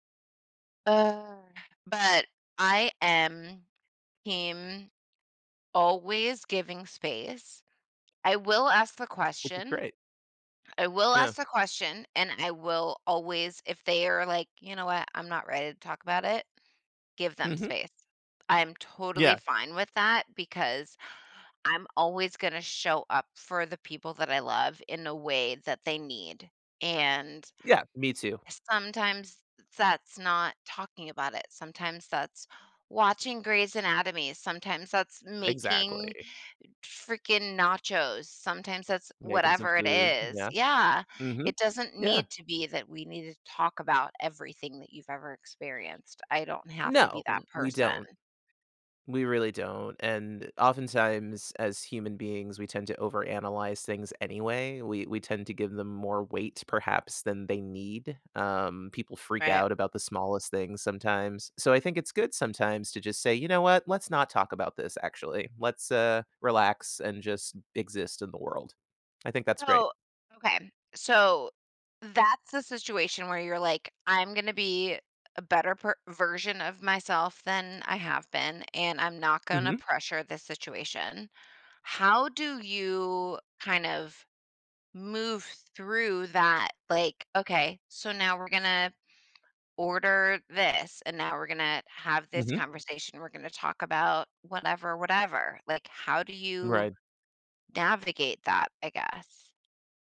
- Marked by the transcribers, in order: other background noise
- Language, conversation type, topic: English, unstructured, How can I balance giving someone space while staying close to them?